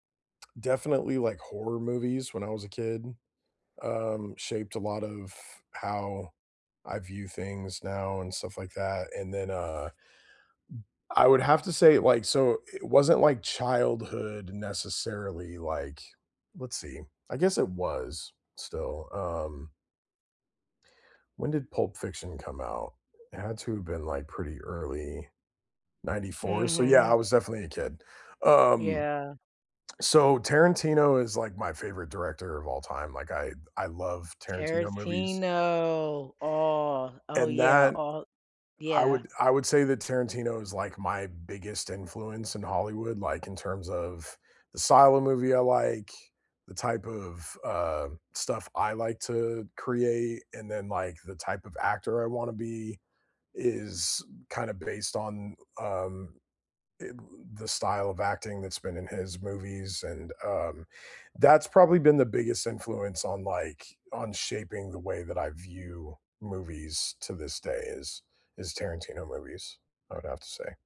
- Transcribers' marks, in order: other noise; drawn out: "Tarantino"; other background noise
- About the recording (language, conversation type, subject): English, unstructured, What was the first movie that made you fall in love with cinema, and how has that first viewing shaped the way you watch movies today?
- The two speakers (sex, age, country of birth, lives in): female, 45-49, United States, United States; male, 40-44, United States, United States